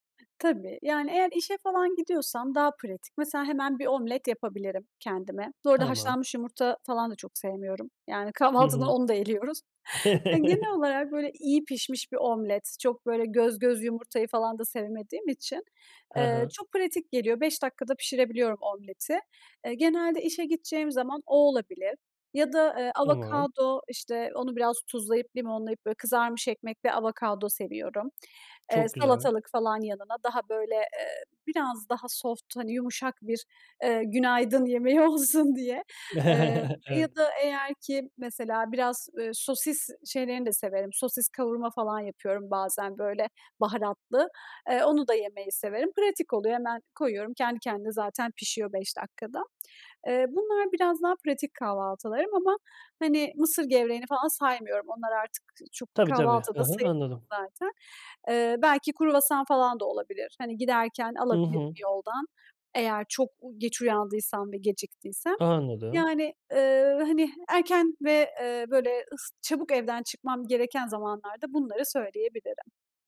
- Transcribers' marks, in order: other background noise; laughing while speaking: "kahvaltıdan onu da eliyoruz"; chuckle; in English: "soft"; chuckle; laughing while speaking: "olsun diye"; tapping
- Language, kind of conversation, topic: Turkish, podcast, Kahvaltı senin için nasıl bir ritüel, anlatır mısın?